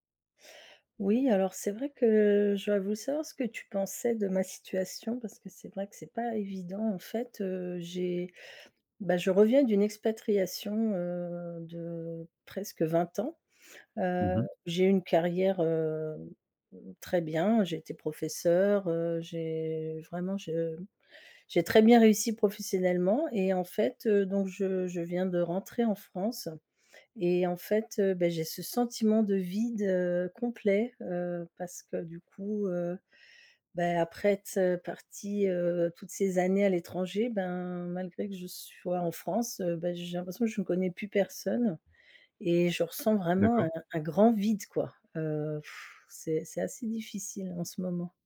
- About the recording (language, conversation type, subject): French, advice, Comment expliquer ce sentiment de vide malgré votre succès professionnel ?
- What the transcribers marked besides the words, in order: other background noise; tapping; blowing